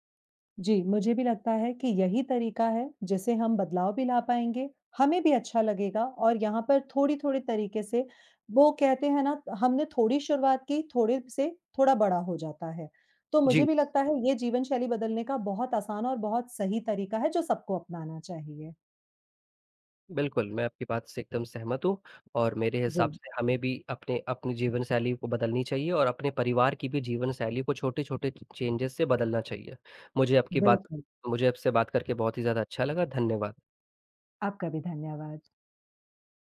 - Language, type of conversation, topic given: Hindi, unstructured, हम अपने परिवार को अधिक सक्रिय जीवनशैली अपनाने के लिए कैसे प्रेरित कर सकते हैं?
- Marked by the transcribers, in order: horn; other background noise; in English: "च चेंजेज़"